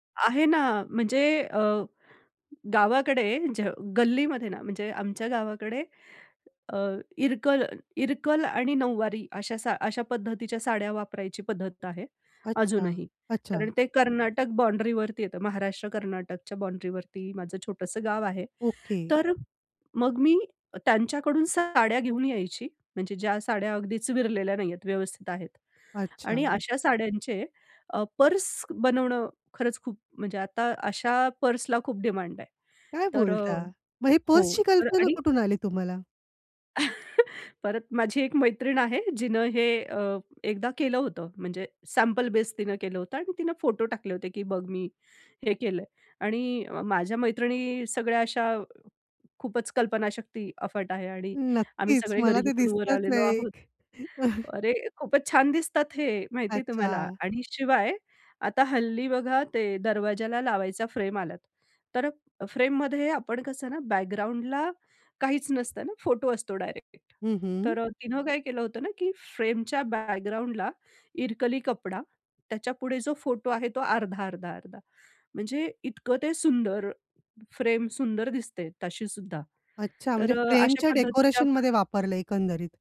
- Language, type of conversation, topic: Marathi, podcast, जुन्या कपड्यांना नवे आयुष्य देण्यासाठी कोणत्या कल्पना वापरता येतील?
- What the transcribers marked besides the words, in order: chuckle; other background noise; chuckle; "माहिती आहे" said as "माहितीये"; tapping